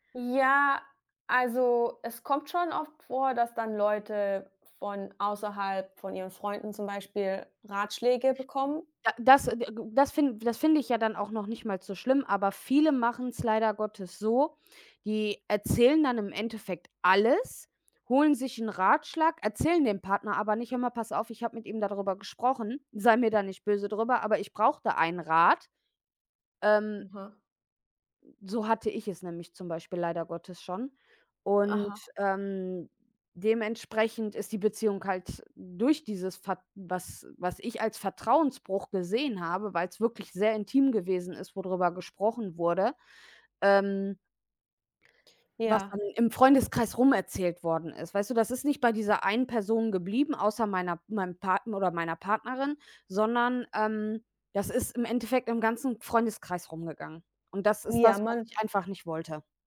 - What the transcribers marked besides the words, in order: stressed: "alles"
- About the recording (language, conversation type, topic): German, unstructured, Wie kann man Vertrauen in einer Beziehung aufbauen?